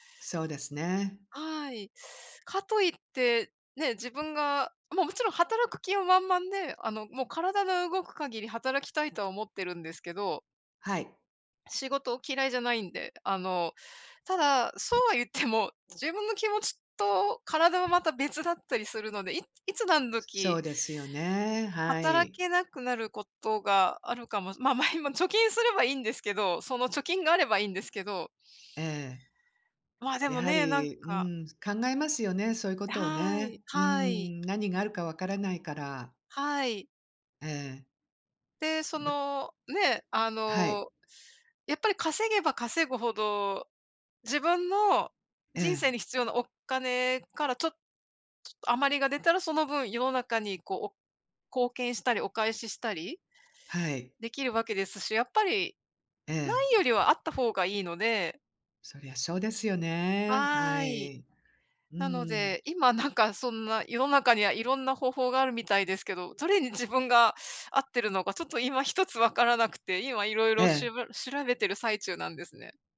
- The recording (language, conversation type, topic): Japanese, unstructured, 将来の目標は何ですか？
- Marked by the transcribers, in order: laughing while speaking: "そうは言っても"; tapping; other background noise